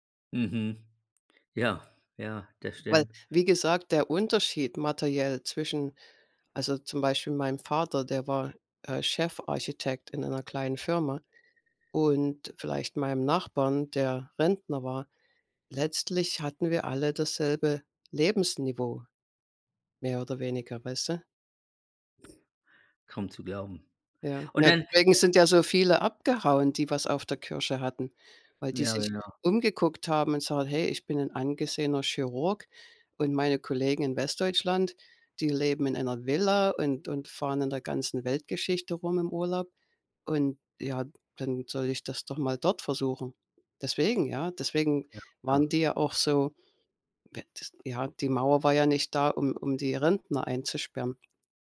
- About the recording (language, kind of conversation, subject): German, unstructured, Wie sparst du am liebsten Geld?
- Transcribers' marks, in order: unintelligible speech